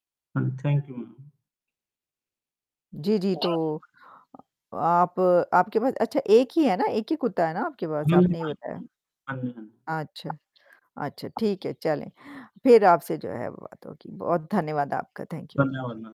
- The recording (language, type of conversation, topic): Hindi, unstructured, पालतू जानवर के रूप में कुत्ता और बिल्ली में से कौन बेहतर साथी है?
- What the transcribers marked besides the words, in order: static; in English: "थैंक यू"; other background noise; distorted speech; in English: "थैंक यू"